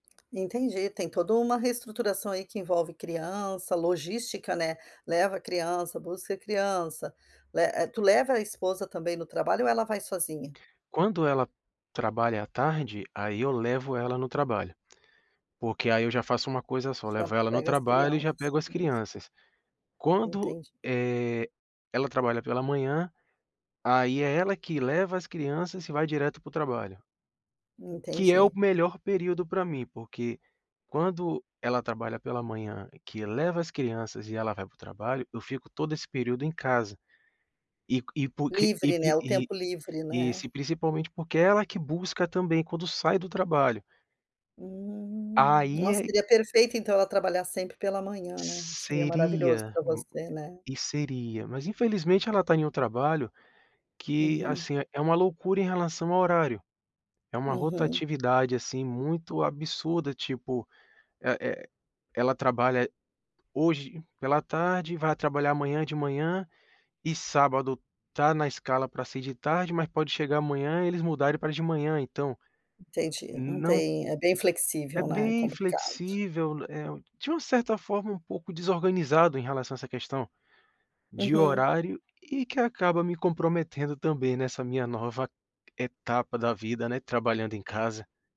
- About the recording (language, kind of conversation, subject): Portuguese, advice, Quais grandes mudanças na sua rotina de trabalho, como o trabalho remoto ou uma reestruturação, você tem vivenciado?
- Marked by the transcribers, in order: tapping; other noise